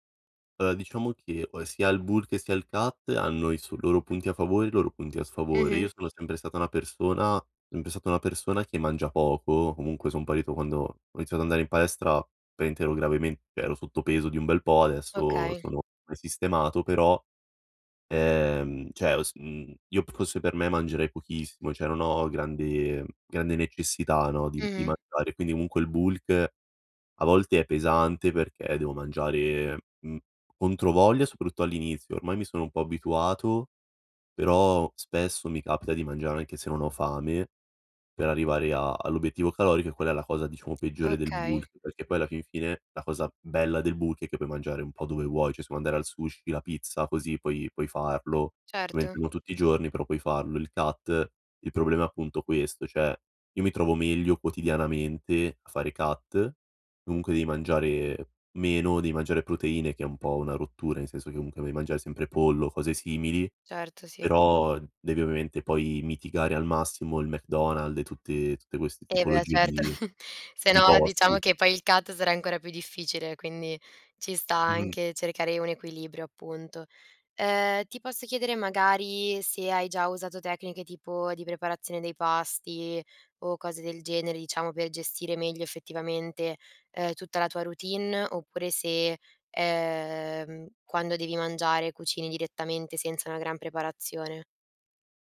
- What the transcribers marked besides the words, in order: in English: "bulk"; in English: "cut"; "praticamente" said as "paimente"; "cioè" said as "ceh"; "cioè" said as "ceh"; in English: "bulk"; in English: "bulk"; in English: "bulk"; "Cioè" said as "ceh"; in English: "cut"; "cioè" said as "ceh"; in English: "cut"; chuckle; in English: "cut"
- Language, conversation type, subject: Italian, advice, Come posso mantenere abitudini sane quando viaggio o nei fine settimana fuori casa?